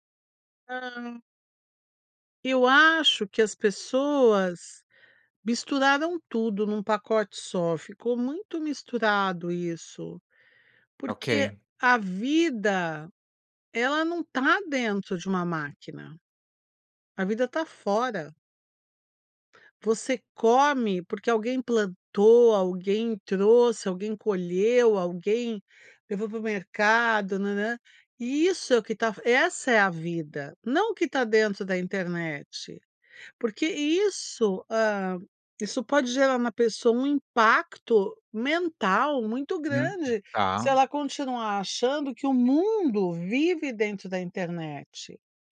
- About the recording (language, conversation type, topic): Portuguese, podcast, O que você pensa sobre o cancelamento nas redes sociais?
- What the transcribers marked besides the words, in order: none